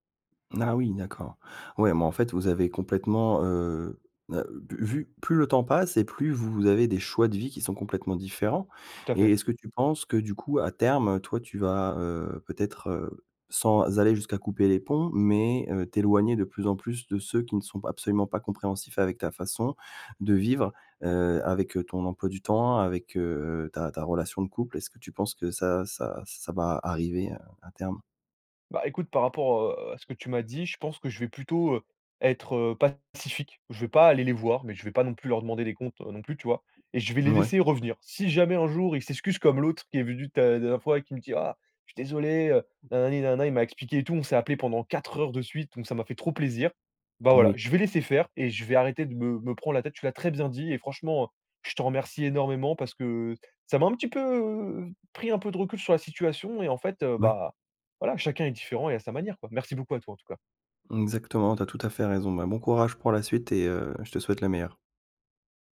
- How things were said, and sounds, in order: tapping; stressed: "quatre"; drawn out: "peu"
- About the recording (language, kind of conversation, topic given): French, advice, Comment gérer des amis qui s’éloignent parce que je suis moins disponible ?